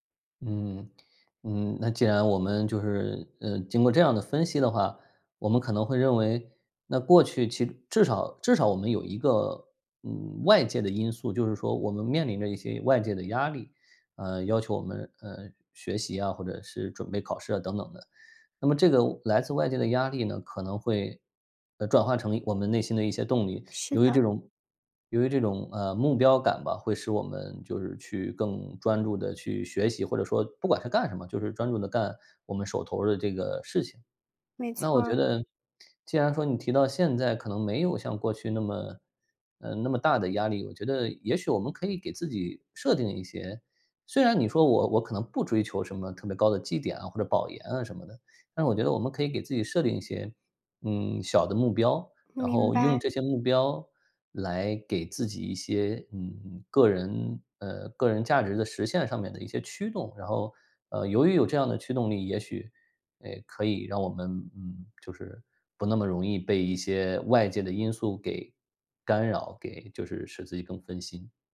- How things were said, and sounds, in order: none
- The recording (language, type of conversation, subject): Chinese, advice, 社交媒体和手机如何不断分散你的注意力？